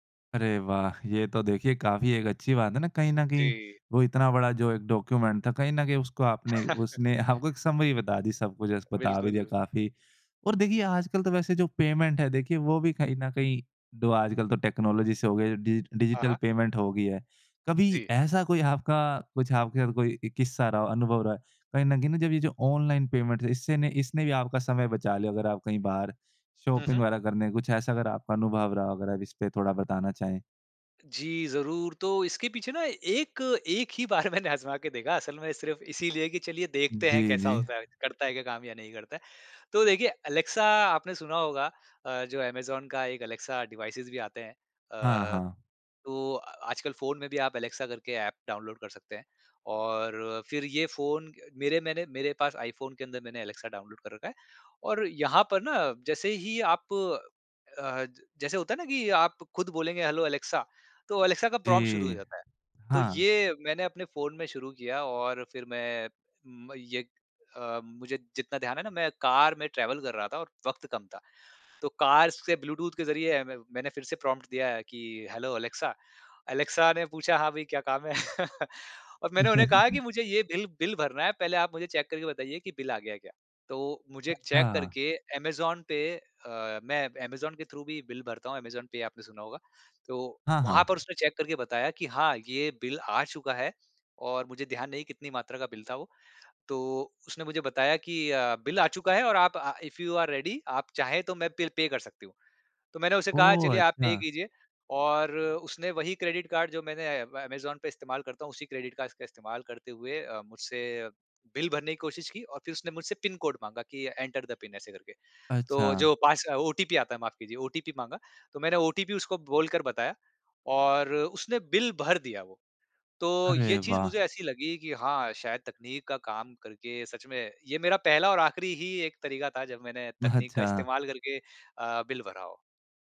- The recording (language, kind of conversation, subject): Hindi, podcast, टेक्नोलॉजी उपकरणों की मदद से समय बचाने के आपके आम तरीके क्या हैं?
- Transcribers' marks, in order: in English: "डॉक्यूमेंट"; chuckle; laughing while speaking: "आपको"; in English: "समरी"; in English: "पेमेंट"; in English: "टेक्नोलॉजी"; in English: "डिजिट डिजिटल पेमेंट"; in English: "ऑनलाइन पेमेंट"; in English: "शॉपिंग"; laughing while speaking: "बार मैंने"; in English: "डिवाइसेज़"; in English: "डाउनलोड"; in English: "डाउनलोड"; in English: "हेलो"; in English: "प्रॉम्प्ट"; in English: "कार"; in English: "ट्रैवल"; in English: "कार"; in English: "प्रॉम्प्ट"; in English: "हेलो"; chuckle; in English: "चेक"; in English: "चेक"; in English: "थ्रू"; in English: "चेक"; in English: "इफ यू आर रेडी"; in English: "पे"; "कार्ड" said as "कास"; in English: "एंटर द पिन"; laughing while speaking: "अच्छा"